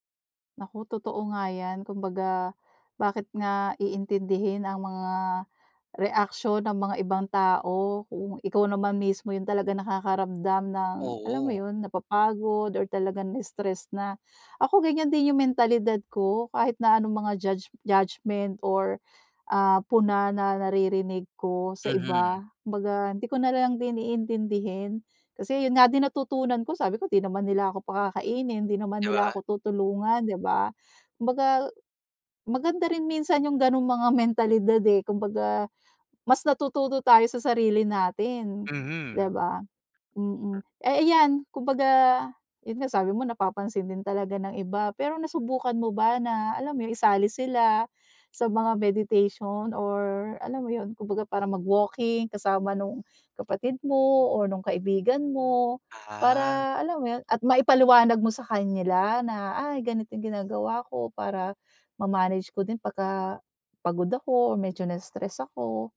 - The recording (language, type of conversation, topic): Filipino, podcast, Paano mo ginagamit ang pagmumuni-muni para mabawasan ang stress?
- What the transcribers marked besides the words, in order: none